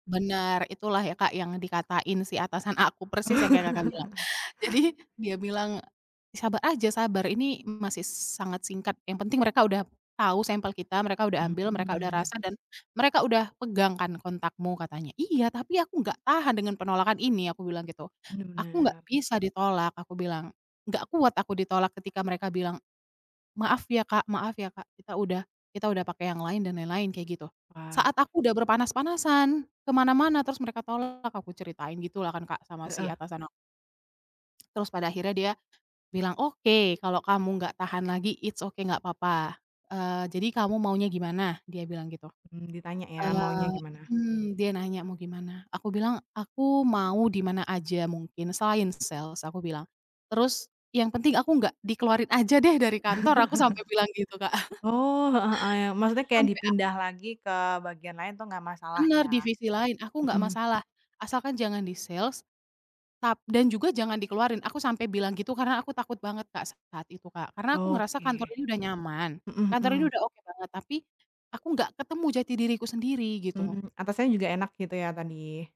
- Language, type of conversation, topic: Indonesian, podcast, Pernahkah kamu mengalami kelelahan kerja berlebihan, dan bagaimana cara mengatasinya?
- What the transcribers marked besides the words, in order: laugh; laughing while speaking: "Jadi"; in English: "it's ok"; in English: "sales"; chuckle; other background noise